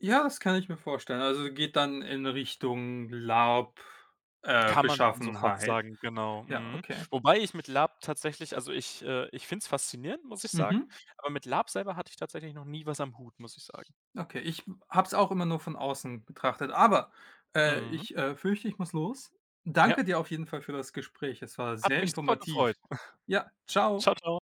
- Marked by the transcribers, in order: other background noise; stressed: "aber"; snort
- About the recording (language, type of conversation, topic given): German, unstructured, Wie bist du zu deinem Lieblingshobby gekommen?